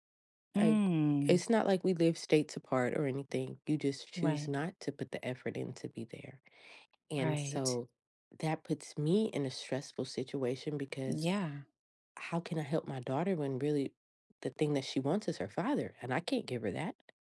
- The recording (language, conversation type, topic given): English, advice, How can I reduce stress while balancing parenting, work, and my relationship?
- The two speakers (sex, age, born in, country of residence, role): female, 40-44, United States, United States, user; female, 45-49, United States, United States, advisor
- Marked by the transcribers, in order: drawn out: "Mm"; tapping; other background noise